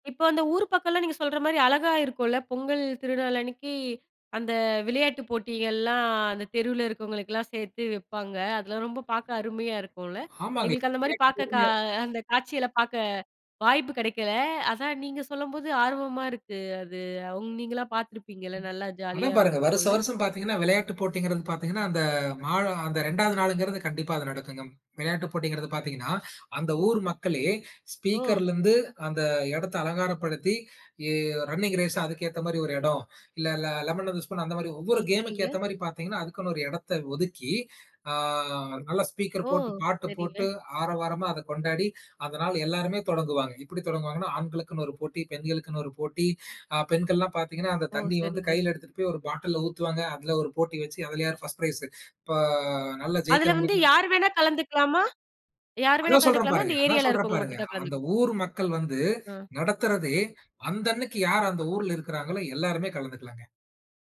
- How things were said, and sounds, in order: other noise; unintelligible speech; tapping; unintelligible speech; in English: "ஸ்பீக்கர்லருந்து"; in English: "ரன்னிங் ரேஸ்"; in English: "லெமன் அண்ட் தி ஸ்பூன்"; in English: "ஸ்பீக்கர்"; in English: "ஃபர்ஸ்ட் ப்ரைஸ்"
- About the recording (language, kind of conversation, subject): Tamil, podcast, பண்டிகைகளை உங்கள் வீட்டில் எப்படி கொண்டாடுகிறீர்கள்?